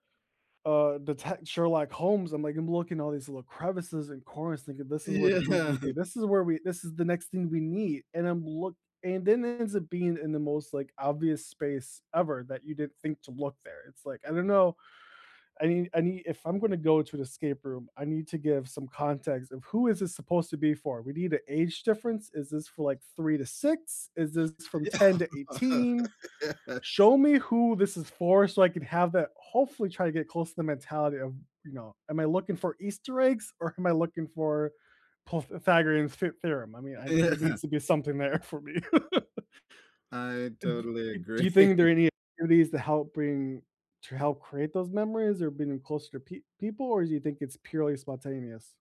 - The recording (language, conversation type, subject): English, unstructured, How do you create happy memories with family and friends?
- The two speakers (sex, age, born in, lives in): male, 35-39, United States, United States; male, 35-39, United States, United States
- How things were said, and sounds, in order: laughing while speaking: "Yeah"; laughing while speaking: "Yeah. Yes"; laughing while speaking: "or"; laughing while speaking: "Yeah"; laughing while speaking: "there for me"; laugh; laughing while speaking: "agree"